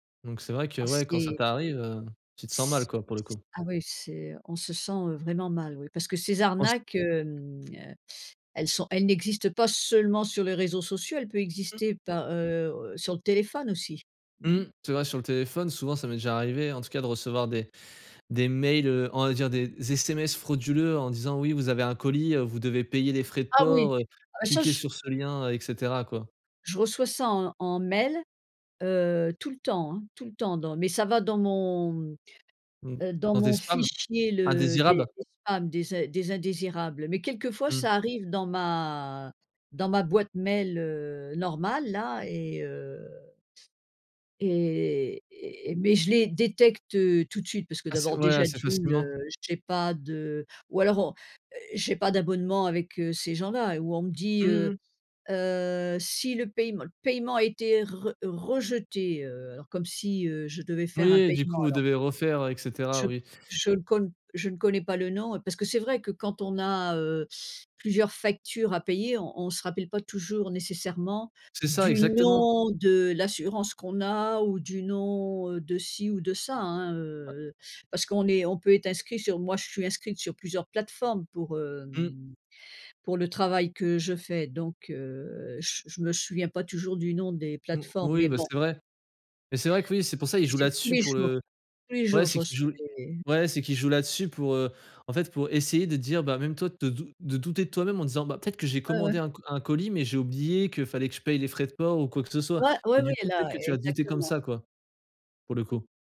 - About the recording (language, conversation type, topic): French, podcast, Comment repères-tu une information douteuse sur les réseaux sociaux ?
- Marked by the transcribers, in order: other background noise; unintelligible speech; tapping